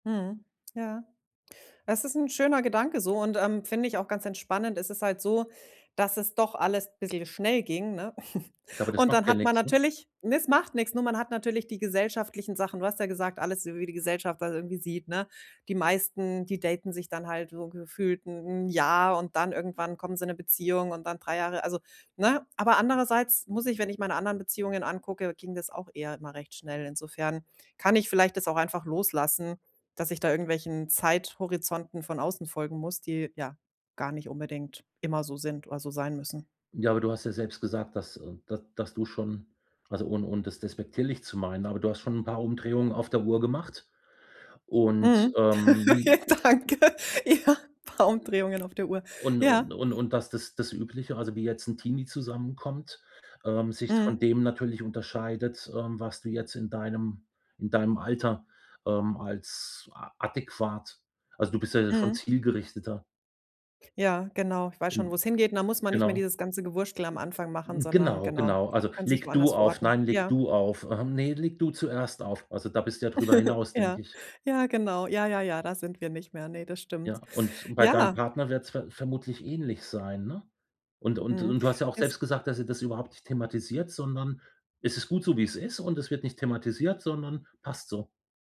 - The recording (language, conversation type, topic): German, advice, Wie kann ich lernen, mit Ungewissheit umzugehen, wenn sie mich blockiert?
- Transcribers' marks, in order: chuckle; laugh; laughing while speaking: "Danke. Ja, paar"; other background noise; put-on voice: "ne, leg du zuerst auf"; giggle